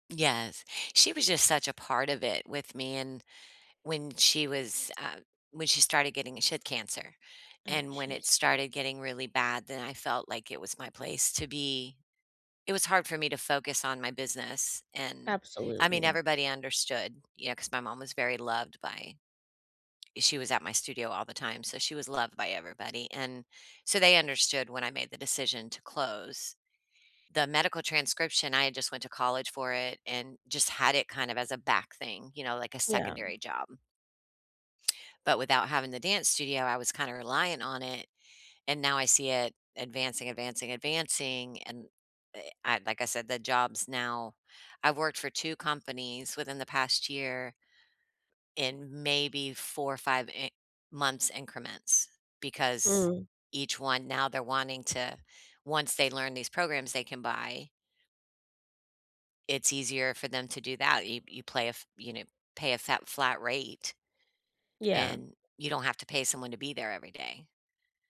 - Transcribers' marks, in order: none
- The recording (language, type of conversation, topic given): English, unstructured, How do you deal with the fear of losing your job?